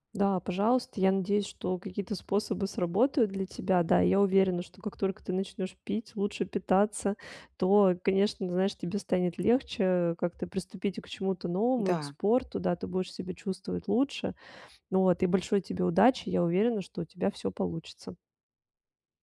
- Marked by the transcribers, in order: none
- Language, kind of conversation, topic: Russian, advice, Как маленькие ежедневные шаги помогают добиться устойчивых изменений?